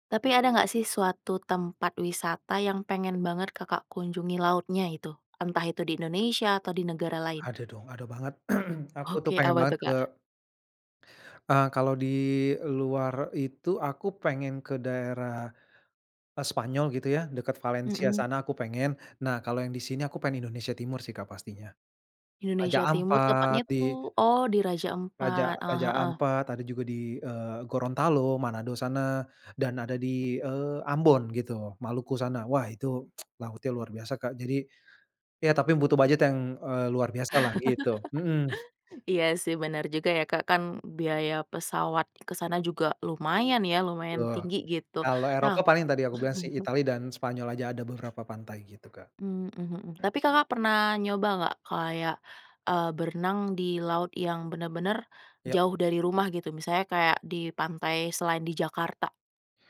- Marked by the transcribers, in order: other background noise; throat clearing; tsk; laugh; chuckle
- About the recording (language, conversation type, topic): Indonesian, podcast, Apa hal sederhana di alam yang selalu membuatmu merasa tenang?